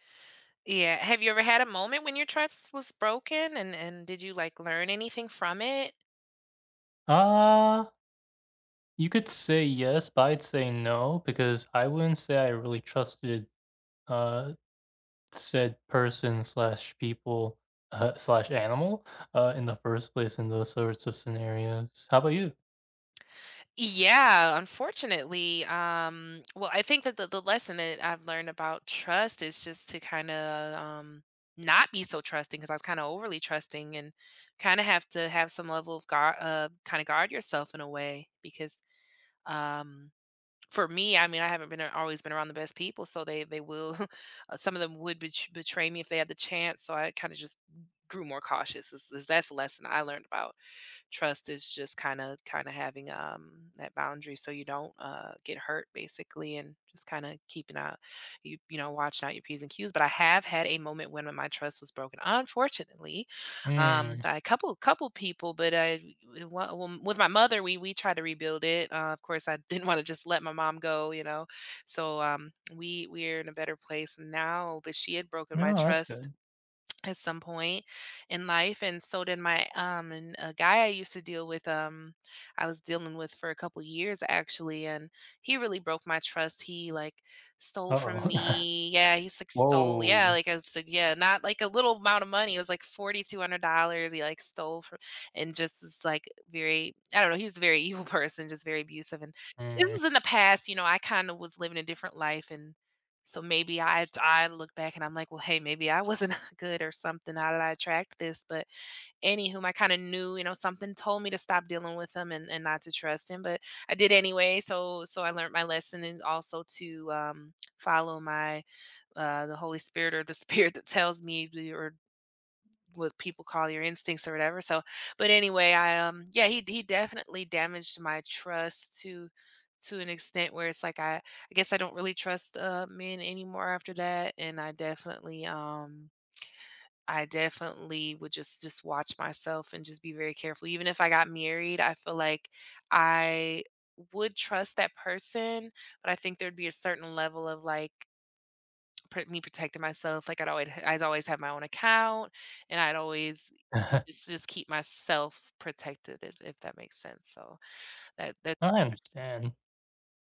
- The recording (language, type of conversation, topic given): English, unstructured, What is the hardest lesson you’ve learned about trust?
- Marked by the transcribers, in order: drawn out: "Uh"; drawn out: "kinda, um"; chuckle; laughing while speaking: "didn't"; tsk; chuckle; laughing while speaking: "evil"; laughing while speaking: "wasn't"; lip smack; laughing while speaking: "spirit that tells"; lip smack; drawn out: "I"; lip smack; chuckle; other background noise; unintelligible speech